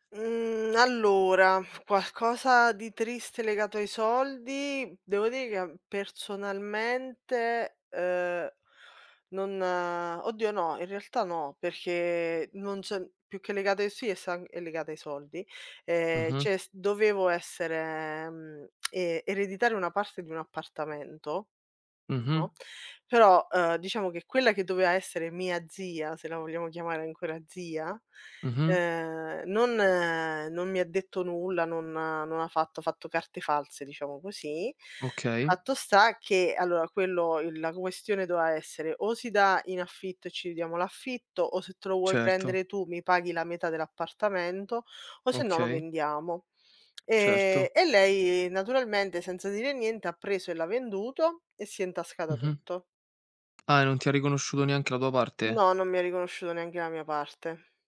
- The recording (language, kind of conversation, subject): Italian, unstructured, Qual è la cosa più triste che il denaro ti abbia mai causato?
- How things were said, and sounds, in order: "cioè" said as "ceh"; tsk